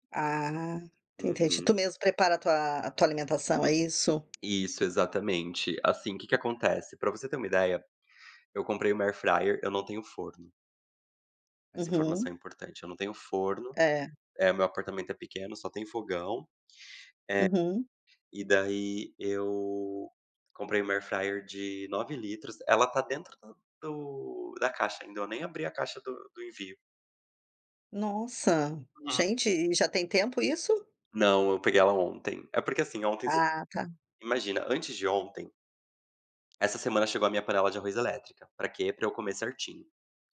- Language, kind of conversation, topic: Portuguese, advice, Como a sua rotina lotada impede você de preparar refeições saudáveis?
- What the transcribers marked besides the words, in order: none